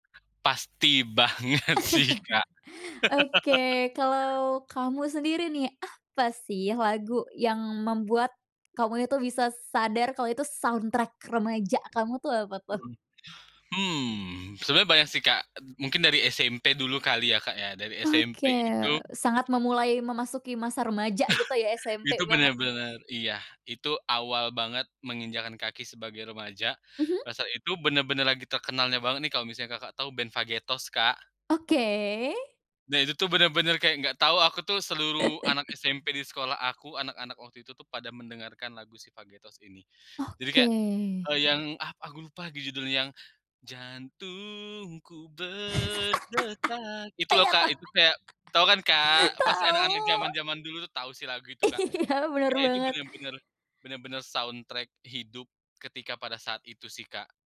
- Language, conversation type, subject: Indonesian, podcast, Apa lagu pengiring yang paling berkesan buatmu saat remaja?
- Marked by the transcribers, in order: laughing while speaking: "banget sih"; laugh; other background noise; laugh; in English: "soundtrack"; laugh; laugh; singing: "jantungku berdetak"; laugh; laughing while speaking: "Iya, tau tau"; laugh; laughing while speaking: "Iya"; in English: "soundtrack"